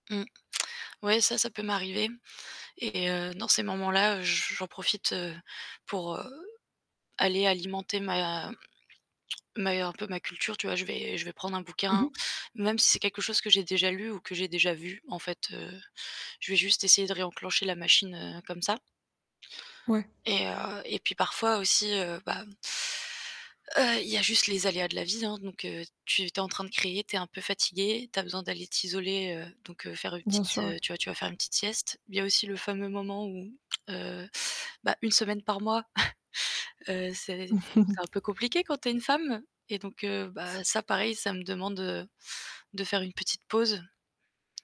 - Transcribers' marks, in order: static; tapping; other background noise; chuckle
- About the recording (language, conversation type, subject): French, podcast, Comment sais-tu quand tu dois t’isoler pour créer ?